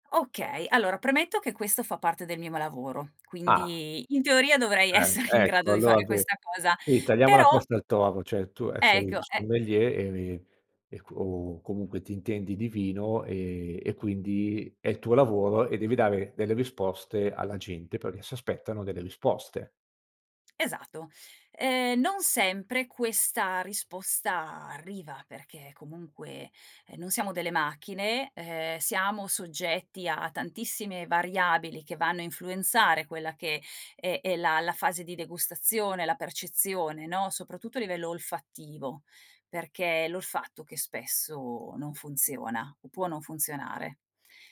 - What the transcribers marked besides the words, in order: laughing while speaking: "essere"; "cioè" said as "ceh"; "Esatto" said as "esato"
- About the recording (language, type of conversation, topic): Italian, podcast, Qual è una tecnica semplice e veloce per ripartire subito?